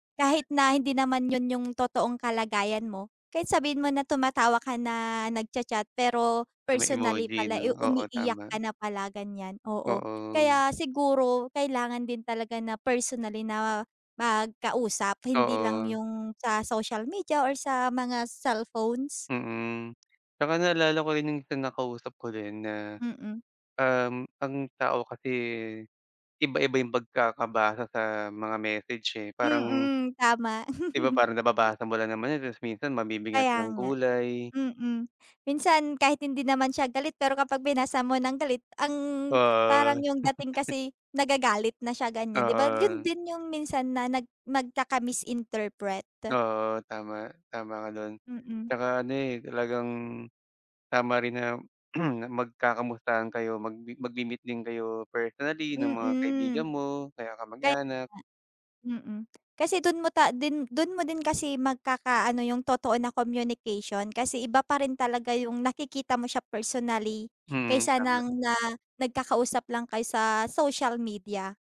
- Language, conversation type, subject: Filipino, unstructured, Paano nakaaapekto ang midyang panlipunan sa ating pakikisalamuha?
- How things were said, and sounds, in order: laugh; laugh